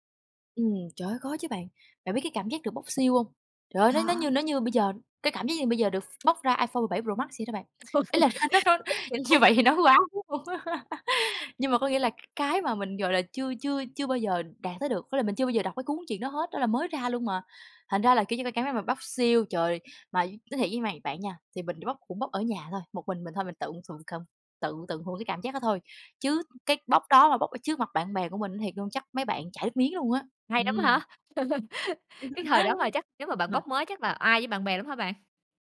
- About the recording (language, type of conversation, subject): Vietnamese, podcast, Bạn có kỷ niệm nào gắn liền với những cuốn sách truyện tuổi thơ không?
- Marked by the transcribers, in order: tapping; in English: "seal"; other background noise; unintelligible speech; laughing while speaking: "iPhone"; laugh; unintelligible speech; laughing while speaking: "nó nó hơi như vậy thì nói quá, đúng hông?"; laugh; in English: "seal"; laugh; unintelligible speech